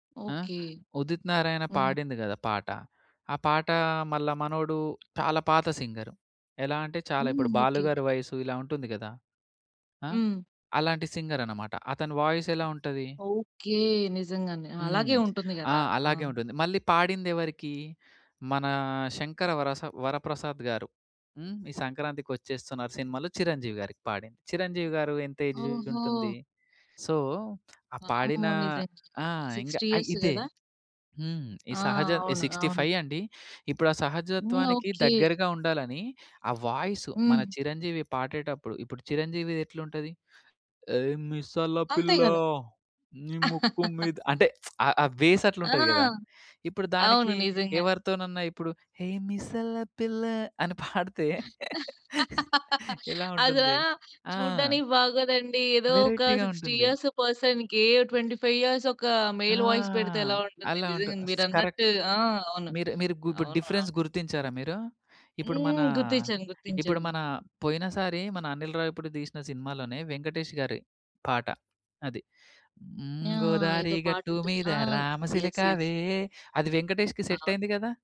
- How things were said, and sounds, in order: other background noise; in English: "సింగర్"; in English: "వాయిస్"; in English: "ఏజ్"; in English: "సిక్స్టీ ఇయర్స్"; in English: "సో"; in English: "సిక్స్టీ ఫై"; in English: "వాయిస్"; put-on voice: "ఏ మిసల పిల్ల, నీ ముక్కు మీద"; laugh; lip smack; in English: "బేస్"; laugh; laughing while speaking: "పాడితే ఎలా ఉంటుంది"; in English: "సిక్స్టీ ఇయర్స్ పర్సన్‌కి ట్వంటీ ఫైవ్ ఇయర్స్"; in English: "వేరైటీ‌గా"; in English: "మెయిల్ వాయిస్"; in English: "కరెక్ట్"; in English: "డిఫరెన్స్"; singing: "గోదారి గట్టు మీద రామసిలకావే"; in English: "యెస్. యెస్"; in English: "సెట్"
- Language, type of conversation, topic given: Telugu, podcast, పాత పాటలను కొత్త పాటలతో కలిపి కొత్తగా రూపొందించాలనే ఆలోచన వెనుక ఉద్దేశం ఏమిటి?